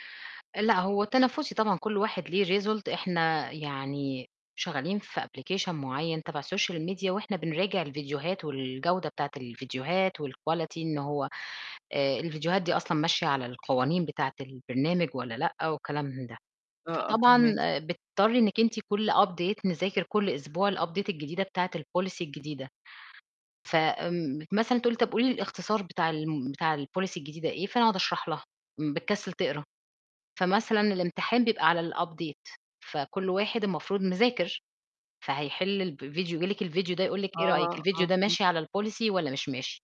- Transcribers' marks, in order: in English: "result"; in English: "application"; in English: "social media"; in English: "الquality"; in English: "update"; in English: "الupdate"; in English: "الpolicy"; in English: "الpolicy"; in English: "الupdate"; in English: "الpolicy"
- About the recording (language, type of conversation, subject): Arabic, advice, إزاي أتعامل مع إحساس الغيرة والحسد اللي مسبب توتر في علاقاتي اليومية؟